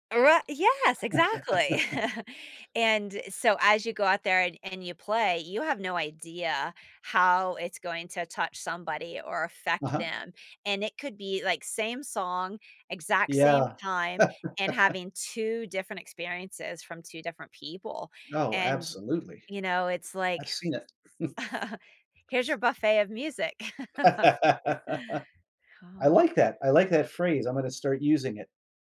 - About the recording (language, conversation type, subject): English, advice, How can I accept a compliment?
- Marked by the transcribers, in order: chuckle; laugh; chuckle; other background noise; chuckle; laugh; laugh